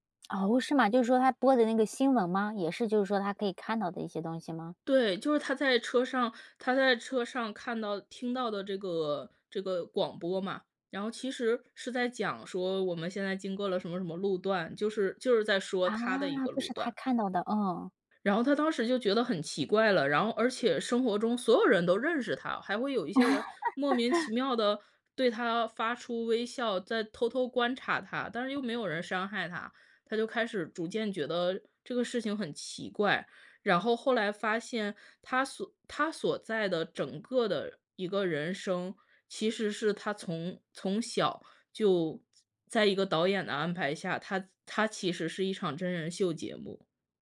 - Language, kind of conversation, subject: Chinese, podcast, 你最喜欢的一部电影是哪一部？
- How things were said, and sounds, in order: laugh; other background noise